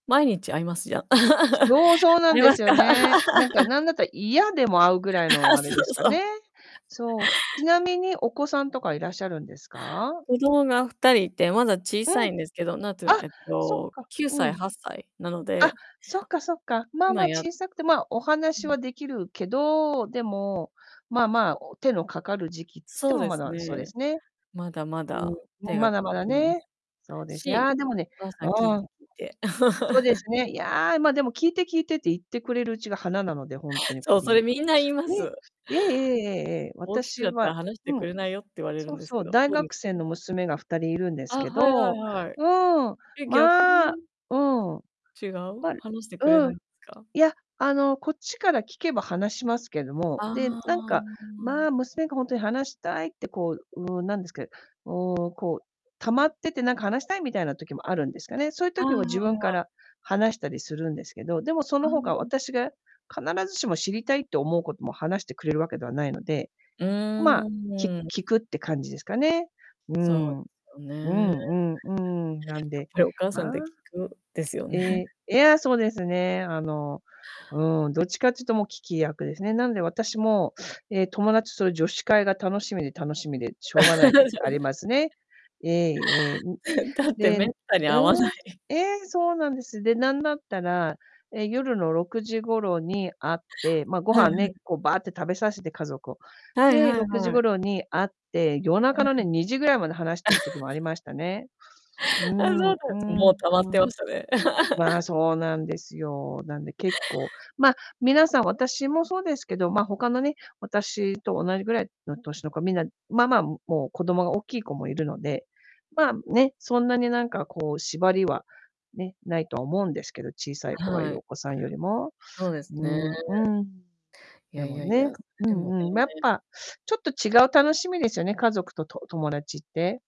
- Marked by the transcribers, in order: distorted speech; laugh; chuckle; laughing while speaking: "そう そう"; laugh; chuckle; unintelligible speech; drawn out: "ああ"; unintelligible speech; unintelligible speech; laugh; chuckle; laughing while speaking: "ない"; laugh; laugh
- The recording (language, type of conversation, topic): Japanese, unstructured, 家族と友達、どちらと過ごす時間が好きですか？